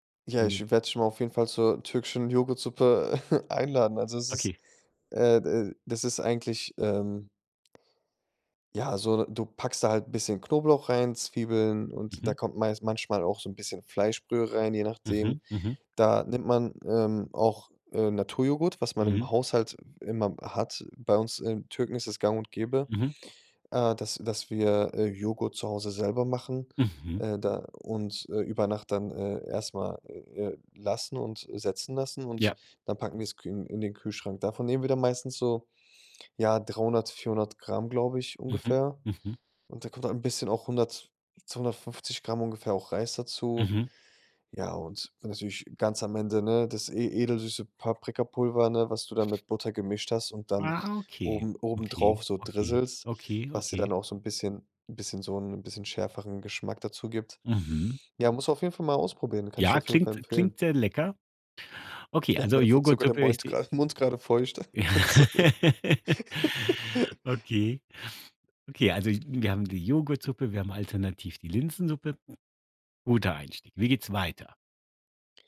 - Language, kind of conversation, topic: German, podcast, Wie planst du ein Menü für Gäste, ohne in Stress zu geraten?
- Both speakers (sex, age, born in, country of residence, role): male, 25-29, Germany, Germany, guest; male, 50-54, Germany, Germany, host
- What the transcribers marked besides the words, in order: unintelligible speech; chuckle; other background noise; "Mund" said as "Meund"; laugh; laughing while speaking: "Sorry"; laugh